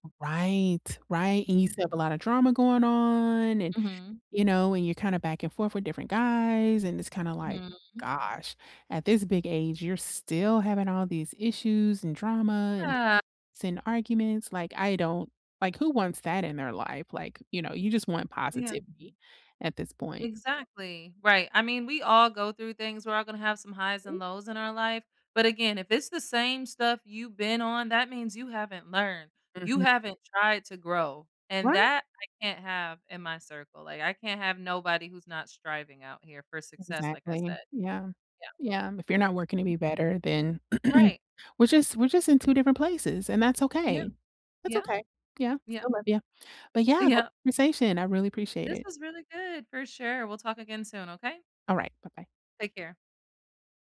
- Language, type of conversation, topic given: English, unstructured, How should I handle old friendships resurfacing after long breaks?
- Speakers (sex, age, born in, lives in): female, 35-39, United States, United States; female, 35-39, United States, United States
- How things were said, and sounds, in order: other background noise; throat clearing; laughing while speaking: "Yeah"